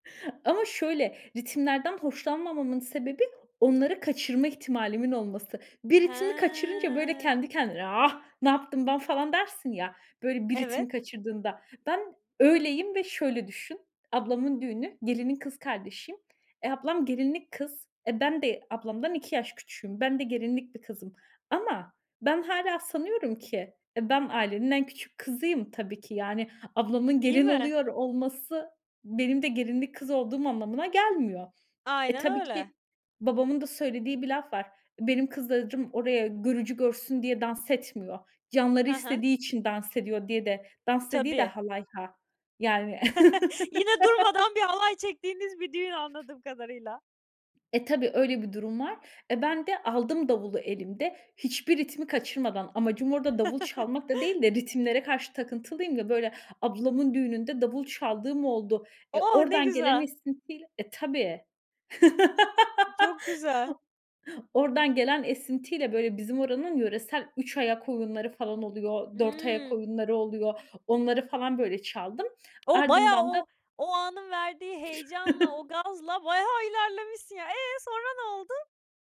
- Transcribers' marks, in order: drawn out: "Hıı"; chuckle; other background noise; tapping; chuckle; laugh; chuckle
- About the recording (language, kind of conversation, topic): Turkish, podcast, Düğünlerde çalınan şarkılar seni nasıl etkiledi?